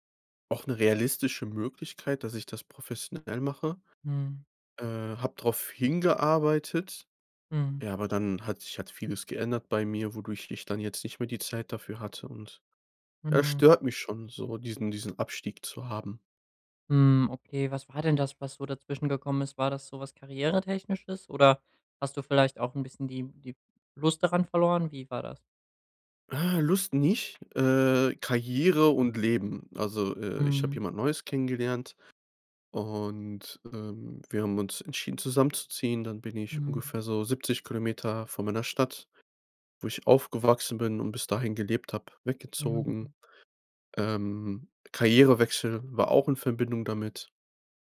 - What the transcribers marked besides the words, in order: other background noise
- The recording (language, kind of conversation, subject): German, advice, Wie kann ich es schaffen, beim Sport routinemäßig dranzubleiben?